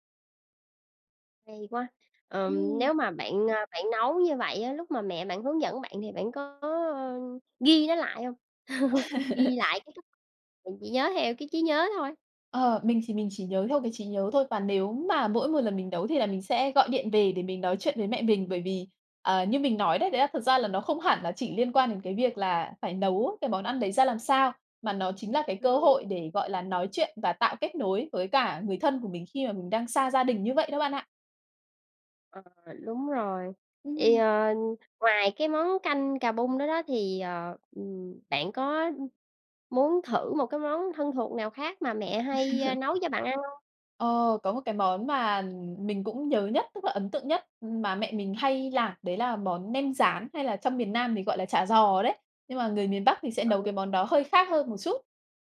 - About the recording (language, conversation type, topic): Vietnamese, podcast, Món ăn giúp bạn giữ kết nối với người thân ở xa như thế nào?
- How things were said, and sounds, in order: other background noise; chuckle; tapping; chuckle